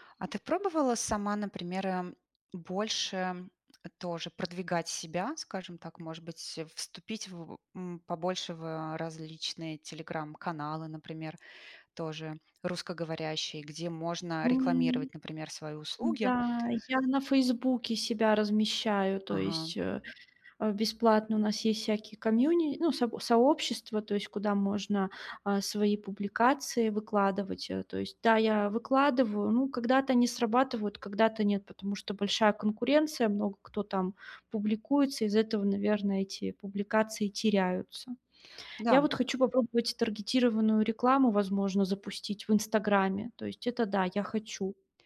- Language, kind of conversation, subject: Russian, advice, Как мне справиться с финансовой неопределённостью в быстро меняющемся мире?
- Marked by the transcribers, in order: none